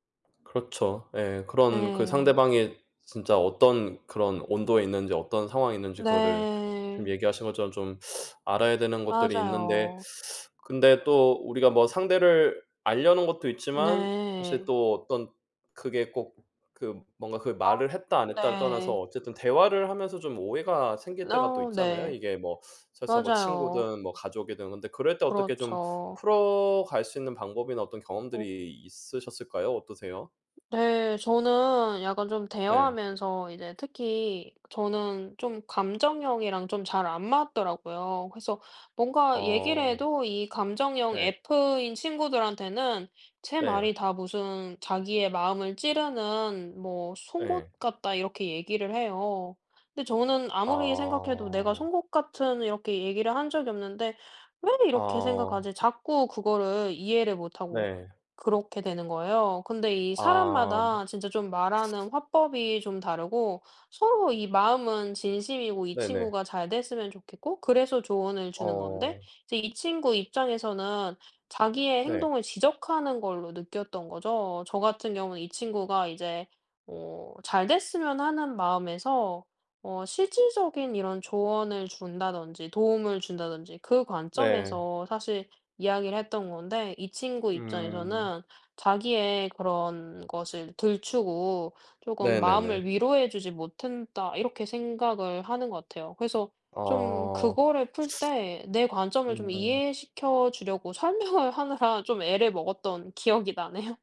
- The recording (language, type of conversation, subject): Korean, unstructured, 상대방의 입장을 더 잘 이해하려면 어떻게 해야 하나요?
- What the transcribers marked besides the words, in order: teeth sucking; teeth sucking; teeth sucking; teeth sucking; "못했다" said as "못핸다"; teeth sucking; laughing while speaking: "설명을 하느라"; laughing while speaking: "기억이 나네요"